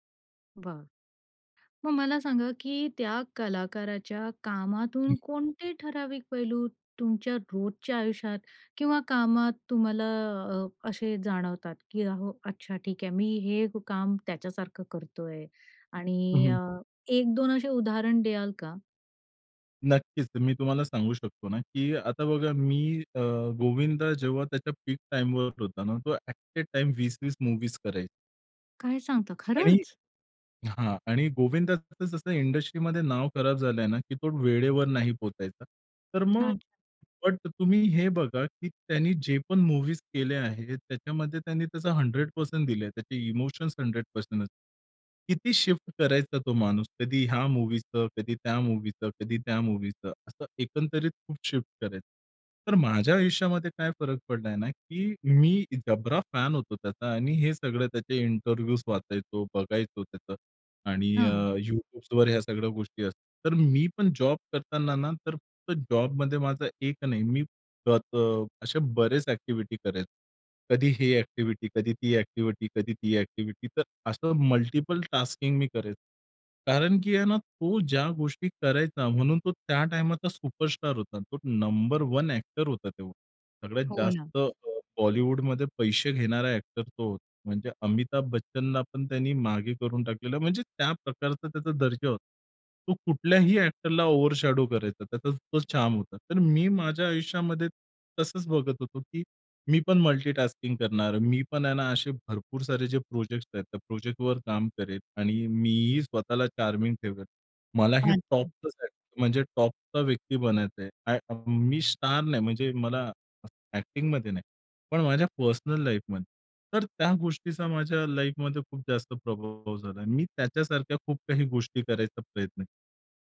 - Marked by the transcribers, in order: other background noise; tapping; in English: "पीक टाइमवर"; in English: "ॲट अ टाइम"; in English: "मुव्हीज"; in English: "बट"; in English: "मूवीज"; in English: "हंड्रेड पर्सेंट"; in English: "इमोशन्स हंड्रेड पर्सेंट"; in English: "एक्टिव्हिटी"; in English: "एक्टिव्हिटी"; in English: "एक्टिव्हिटी"; in English: "एक्टिव्हिटी"; in English: "मल्टिपल टास्किंग"; in English: "वन ॲक्टर"; joyful: "एक्टर"; in English: "एक्टरला ओव्हरशॅडो"; in English: "चार्म"; in English: "मल्टी टास्किंग"; in English: "चार्मिंग"; in English: "एक्टिंग"
- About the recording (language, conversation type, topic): Marathi, podcast, आवडत्या कलाकारांचा तुमच्यावर कोणता प्रभाव पडला आहे?